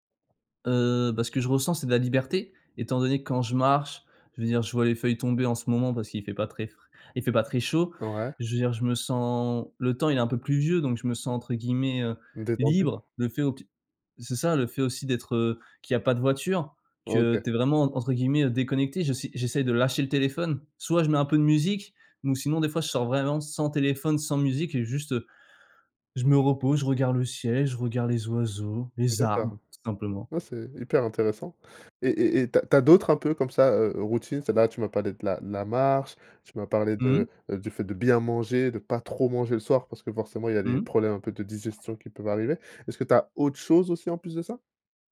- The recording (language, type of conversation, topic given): French, podcast, Quelle est ta routine pour déconnecter le soir ?
- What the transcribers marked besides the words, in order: stressed: "libre"; stressed: "lâcher"; stressed: "bien manger"; stressed: "autre chose"